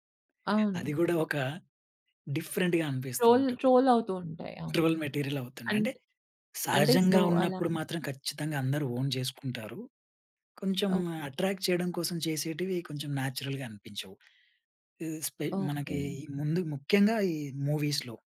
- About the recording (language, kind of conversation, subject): Telugu, podcast, సబ్‌టైటిల్స్ మరియు డబ్బింగ్‌లలో ఏది ఎక్కువగా బాగా పనిచేస్తుంది?
- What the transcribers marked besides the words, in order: in English: "డిఫరెంట్‌గా"; in English: "టోల్ ట్రోల్"; in English: "ట్రోల్ మెటీరియల్"; in English: "సో"; in English: "ఓన్"; in English: "అట్రాక్ట్"; in English: "న్యాచురల్‌గా"; in English: "మూవీస్‌లో"